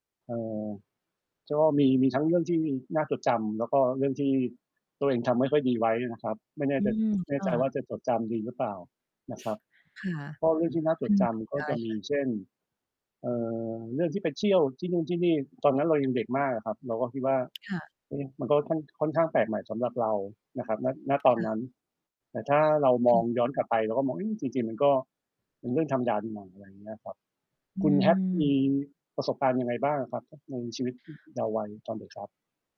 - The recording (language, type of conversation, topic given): Thai, unstructured, สิ่งใดเปลี่ยนแปลงไปมากที่สุดในชีวิตคุณตั้งแต่ตอนเด็กจนถึงปัจจุบัน?
- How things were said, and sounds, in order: static; distorted speech; unintelligible speech; tapping